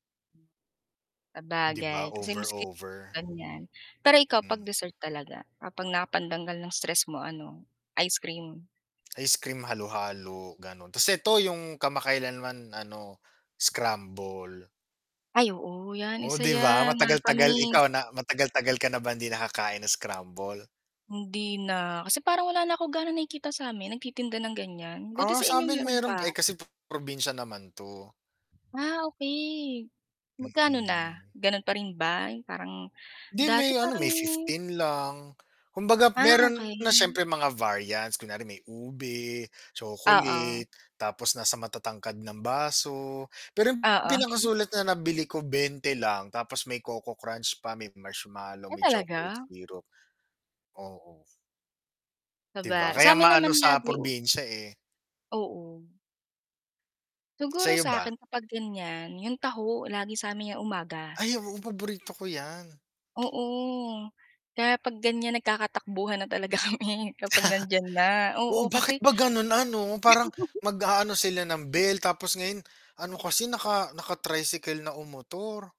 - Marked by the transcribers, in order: static; tapping; "pantanggal" said as "napandanggal"; distorted speech; in English: "variants"; laugh; laugh
- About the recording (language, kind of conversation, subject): Filipino, unstructured, Ano ang pinakamalaking hamon mo sa pagpapanatili ng malusog na katawan?